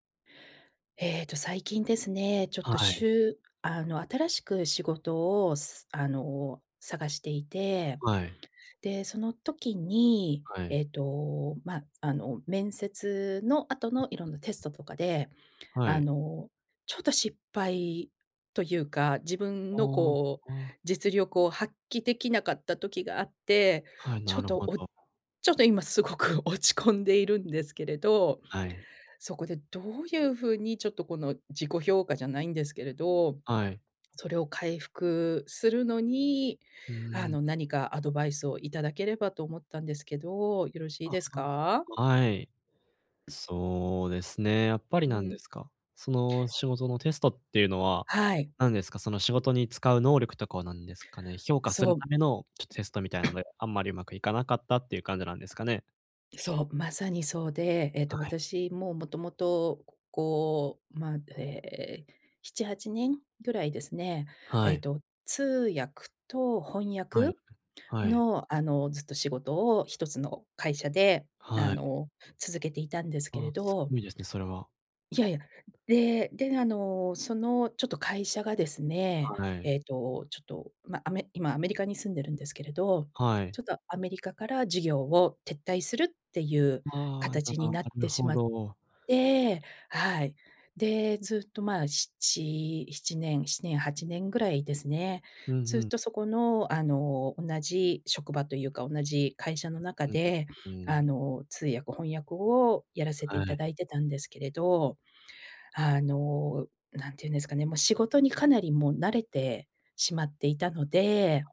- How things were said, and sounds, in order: tapping; other background noise; cough
- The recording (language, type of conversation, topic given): Japanese, advice, 失敗した後に自信を取り戻す方法は？